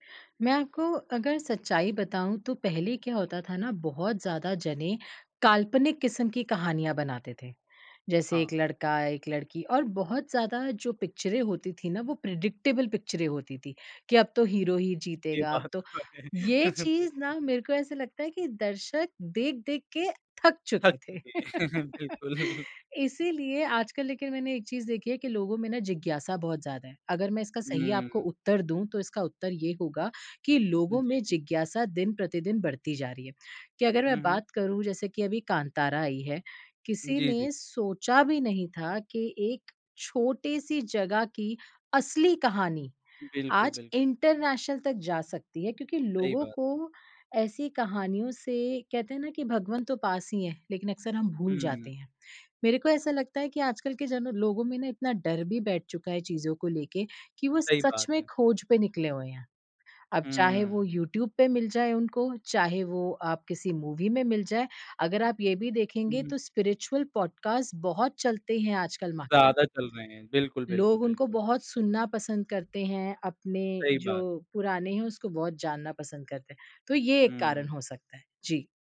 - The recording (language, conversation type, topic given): Hindi, podcast, आजकल स्थानीय भाषा की फिल्में ज़्यादा लोकप्रिय क्यों हो रही हैं, आपके विचार क्या हैं?
- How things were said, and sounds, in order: in English: "प्रेडिक्टेबल"; laughing while speaking: "ये बात तो है"; in English: "हीरो"; chuckle; laughing while speaking: "हैं, बिल्कुल"; laugh; in English: "इंटरनेशनल"; tapping; in English: "मूवी"; in English: "स्पिरिचुअल"; in English: "मार्केट"